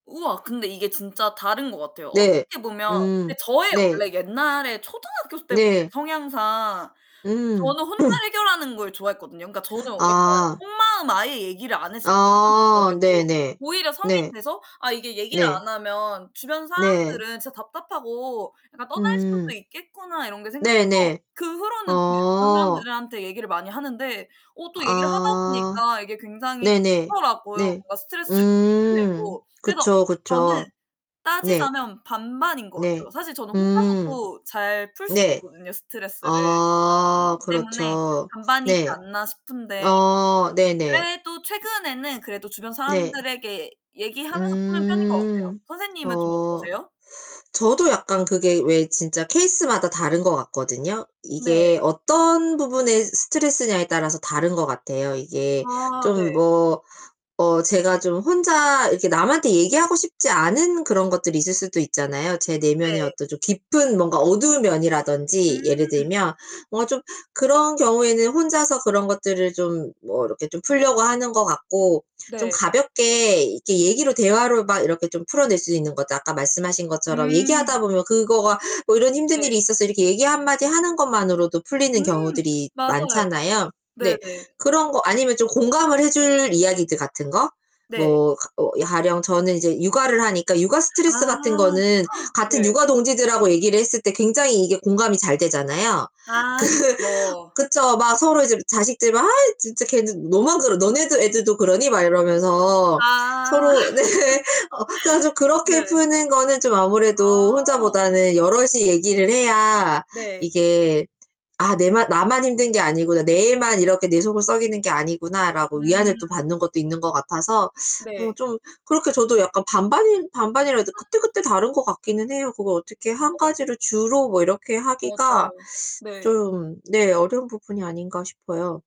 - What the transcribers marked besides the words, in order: distorted speech; throat clearing; gasp; unintelligible speech; laughing while speaking: "스트레스도"; other background noise; gasp; laughing while speaking: "그"; laughing while speaking: "네"; laugh; teeth sucking; tapping; teeth sucking
- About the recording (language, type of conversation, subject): Korean, unstructured, 스트레스가 심할 때 보통 어떻게 대처하시나요?